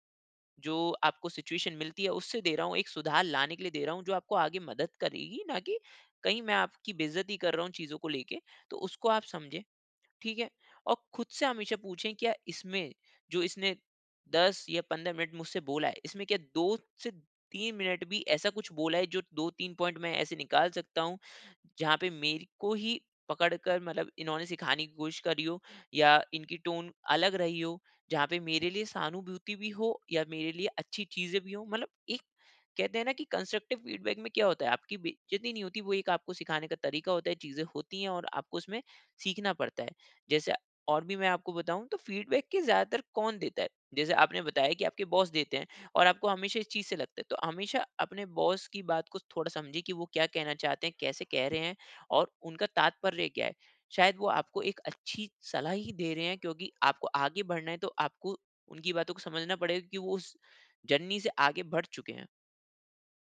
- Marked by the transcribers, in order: in English: "सिचुएशन"; in English: "पॉइंट"; in English: "टोन"; in English: "कंस्ट्रक्टिव फीडबैक"; in English: "फीडबैक"; in English: "बॉस"; in English: "जर्नी"
- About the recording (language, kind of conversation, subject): Hindi, advice, मैं बिना रक्षात्मक हुए फीडबैक कैसे स्वीकार कर सकता/सकती हूँ?